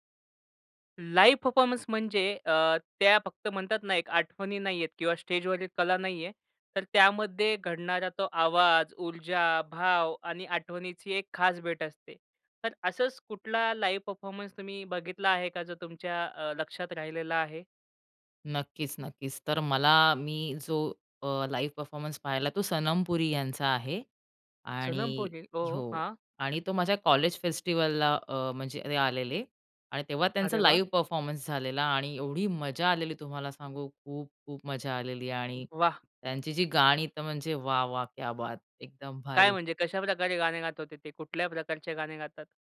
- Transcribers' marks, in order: in English: "लाईव्ह परफॉर्मन्स"; in English: "लाईव्ह परफॉर्मन्स"; in English: "लाईव्ह परफॉर्मन्स"; in English: "लाईव्ह परफॉर्मन्स"
- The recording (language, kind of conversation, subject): Marathi, podcast, तुम्हाला कोणती थेट सादरीकरणाची आठवण नेहमी लक्षात राहिली आहे?